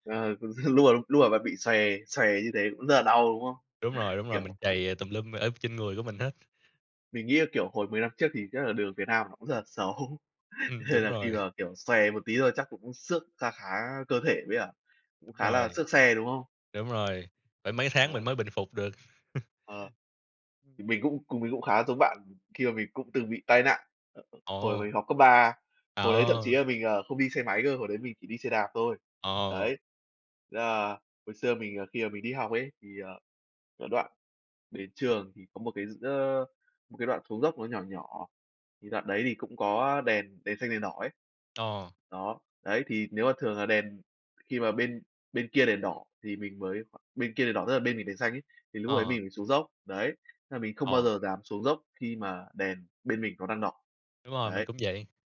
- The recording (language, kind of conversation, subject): Vietnamese, unstructured, Bạn cảm thấy thế nào khi người khác không tuân thủ luật giao thông?
- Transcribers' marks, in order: laughing while speaking: "cũng xin lùa"; laughing while speaking: "xấu, nên là"; scoff; chuckle; other background noise; tapping